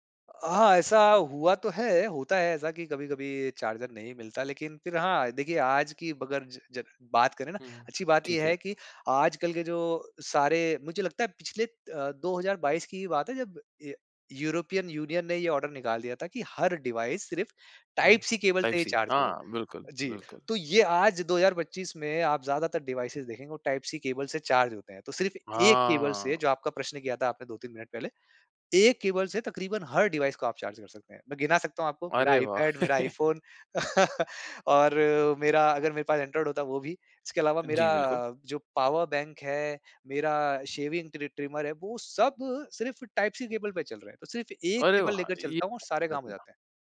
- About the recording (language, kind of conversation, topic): Hindi, podcast, चार्जर और केबलों को सुरक्षित और व्यवस्थित तरीके से कैसे संभालें?
- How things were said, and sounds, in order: in English: "य यूरोपियन यूनियन"; in English: "ऑर्डर"; in English: "डिवाइस"; in English: "केबल"; in English: "डिवाइसेज़"; in English: "डिवाइस"; chuckle; laugh; in English: "शेविंग"; in English: "केबल"; in English: "केबल"; unintelligible speech